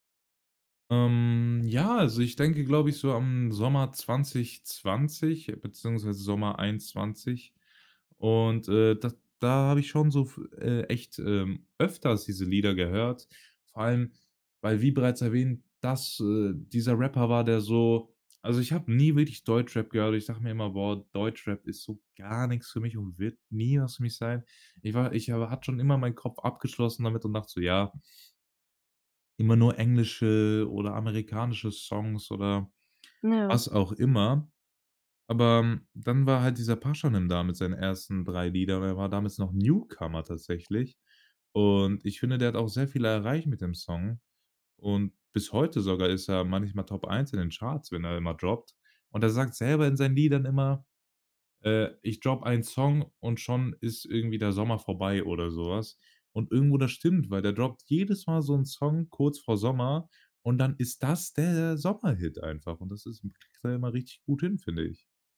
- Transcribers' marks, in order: drawn out: "Ähm"; stressed: "gar"; stressed: "Newcomer"; in English: "droppt"; in English: "drop"; in English: "droppt"; stressed: "der"
- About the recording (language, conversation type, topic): German, podcast, Welche Musik hat deine Jugend geprägt?